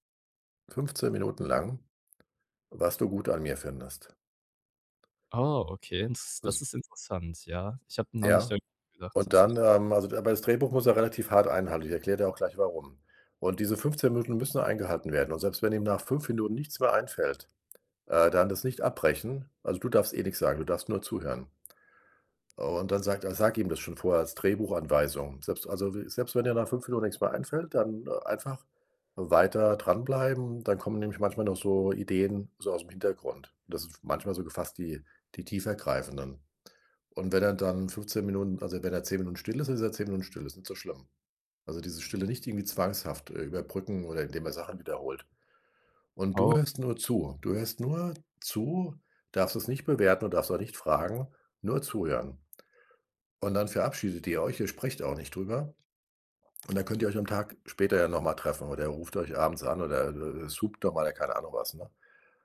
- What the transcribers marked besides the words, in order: unintelligible speech; unintelligible speech
- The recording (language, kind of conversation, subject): German, advice, Warum fällt es mir schwer, meine eigenen Erfolge anzuerkennen?